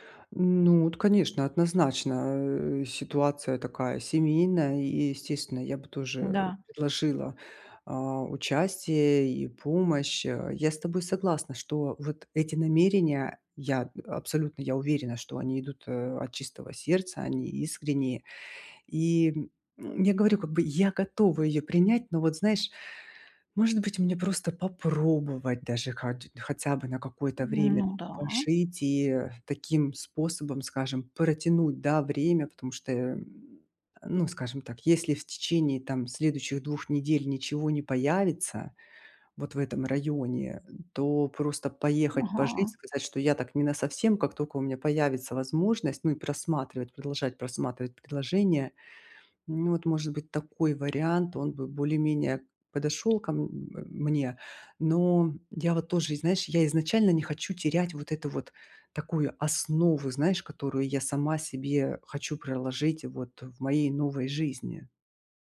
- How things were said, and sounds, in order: tapping; other noise
- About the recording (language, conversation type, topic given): Russian, advice, Как лучше управлять ограниченным бюджетом стартапа?
- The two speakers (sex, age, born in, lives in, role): female, 40-44, Russia, Hungary, advisor; female, 40-44, Russia, Italy, user